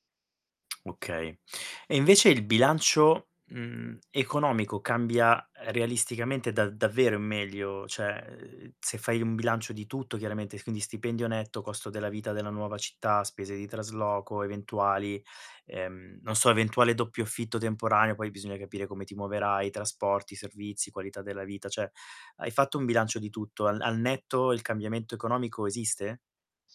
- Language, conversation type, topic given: Italian, advice, Dovrei accettare un’offerta di lavoro in un’altra città?
- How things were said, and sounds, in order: lip smack; "Cioè" said as "ceh"; "quindi" said as "squindi"; "Cioè" said as "ceh"